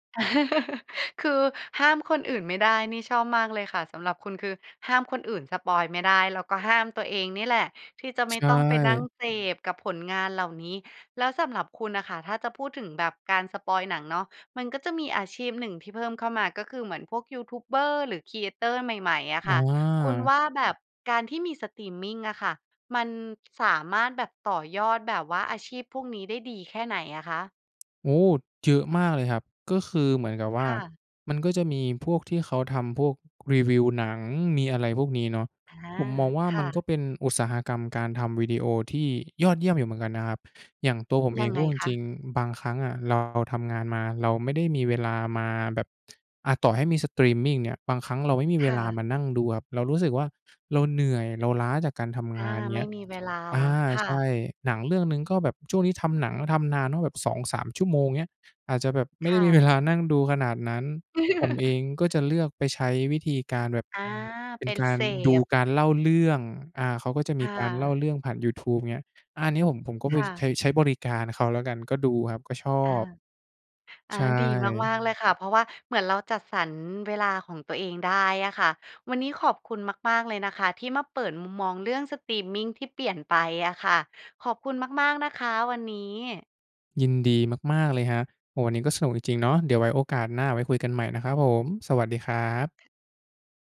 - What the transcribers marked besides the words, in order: chuckle; in English: "Creator"; laughing while speaking: "เวลา"; chuckle; other background noise
- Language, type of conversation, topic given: Thai, podcast, สตรีมมิ่งเปลี่ยนพฤติกรรมการดูทีวีของคนไทยไปอย่างไรบ้าง?